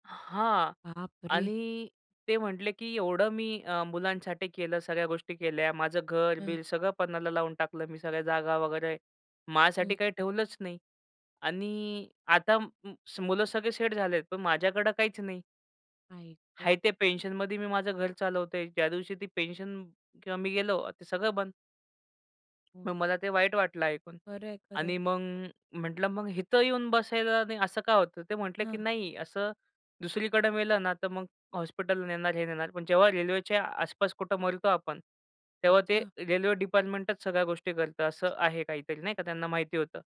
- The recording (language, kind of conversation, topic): Marathi, podcast, स्टेशनवर अनोळखी व्यक्तीशी झालेल्या गप्पांमुळे तुमच्या विचारांत किंवा निर्णयांत काय बदल झाला?
- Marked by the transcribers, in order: sad: "बापरे!"; sad: "आई ग!"; other background noise